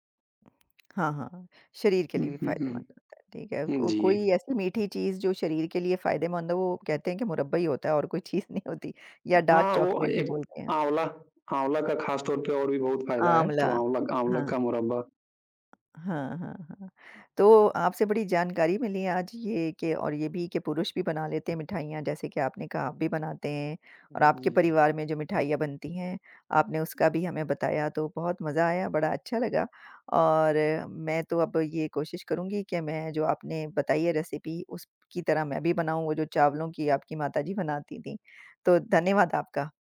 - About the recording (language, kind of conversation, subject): Hindi, unstructured, आप कौन-सी मिठाई बनाना पूरी तरह सीखना चाहेंगे?
- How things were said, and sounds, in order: tapping; laughing while speaking: "चीज़ नहीं होती"; in English: "रेसिपी"